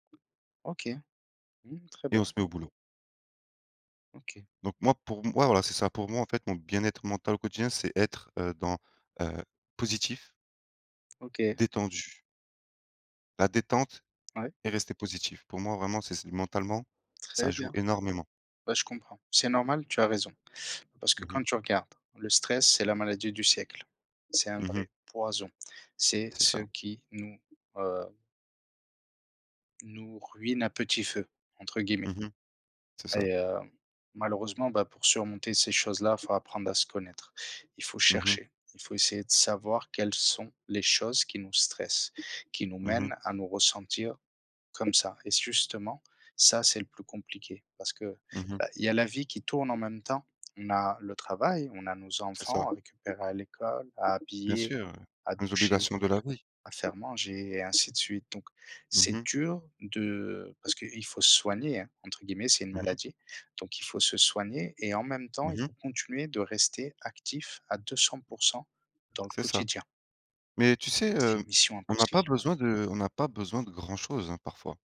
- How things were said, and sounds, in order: tapping; stressed: "poison"
- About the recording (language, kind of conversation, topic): French, unstructured, Comment prends-tu soin de ton bien-être mental au quotidien ?
- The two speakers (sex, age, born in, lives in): male, 30-34, France, France; male, 30-34, France, France